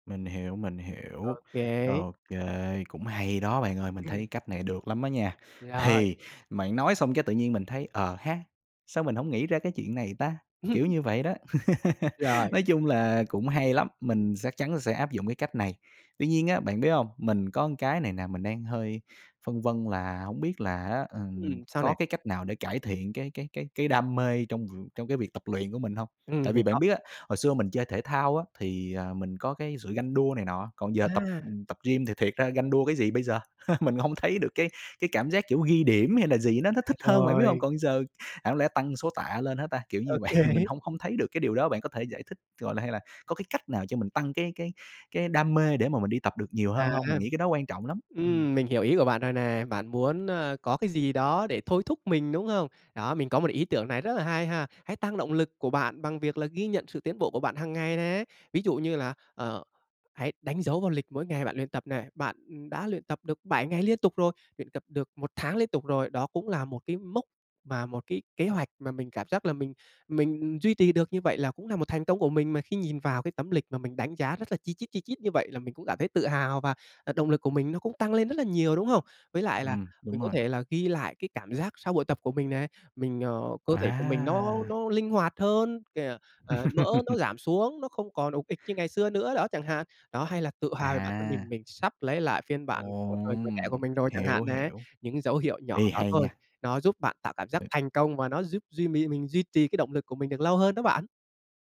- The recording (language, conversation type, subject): Vietnamese, advice, Làm thế nào để duy trì thói quen tập luyện đều đặn?
- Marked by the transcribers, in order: laugh; other background noise; laugh; laughing while speaking: "vậy"; laughing while speaking: "Ô kê"; unintelligible speech; laugh; other noise